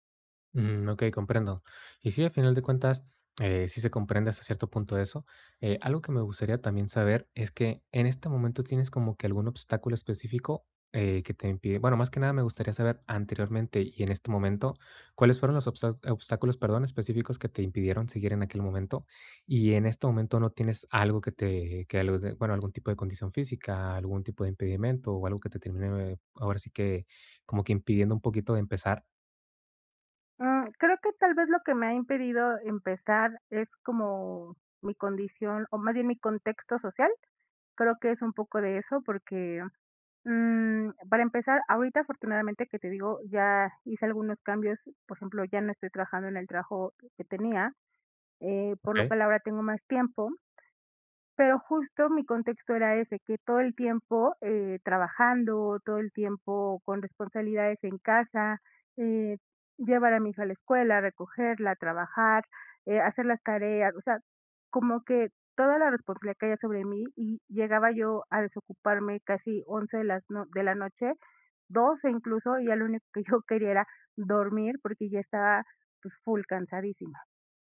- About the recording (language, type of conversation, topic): Spanish, advice, ¿Cómo puedo recuperar la disciplina con pasos pequeños y sostenibles?
- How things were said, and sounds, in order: tapping; laughing while speaking: "que"